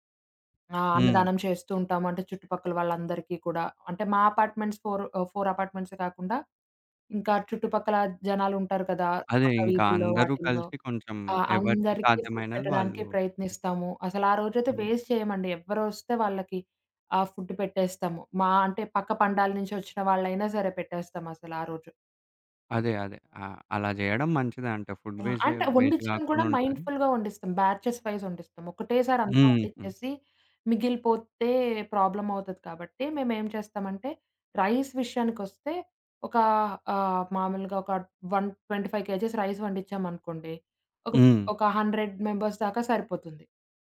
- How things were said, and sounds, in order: other background noise; in English: "అపార్ట్‌మెంట్స్ ఫోర్"; in English: "ఫోర్"; in English: "ఫుడ్"; in English: "వేస్ట్"; in English: "ఫుడ్"; in English: "ఫుడ్ వేస్ట్"; in English: "వేస్ట్"; in English: "మైండ్‌ఫుల్‌గా"; in English: "బ్యాచెస్ వైస్"; in English: "రైస్"; in English: "వన్ ట్వంటీ ఫైవ్ కేజీస్ రైస్"; in English: "హండ్రెడ్ మెంబర్స్"
- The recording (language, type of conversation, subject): Telugu, podcast, ఆహార వృథాను తగ్గించడానికి ఇంట్లో సులభంగా పాటించగల మార్గాలు ఏమేమి?